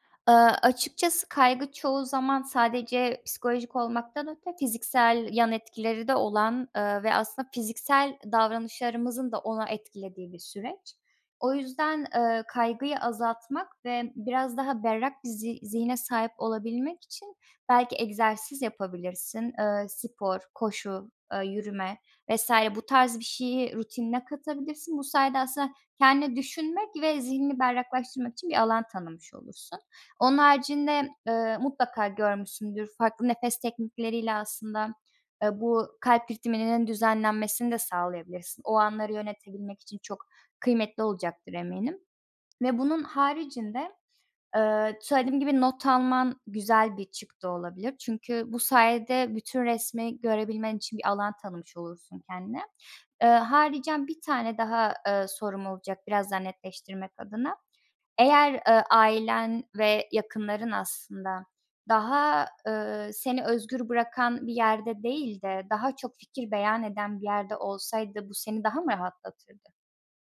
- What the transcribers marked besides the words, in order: none
- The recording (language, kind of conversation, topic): Turkish, advice, Önemli bir karar verirken aşırı kaygı ve kararsızlık yaşadığında bununla nasıl başa çıkabilirsin?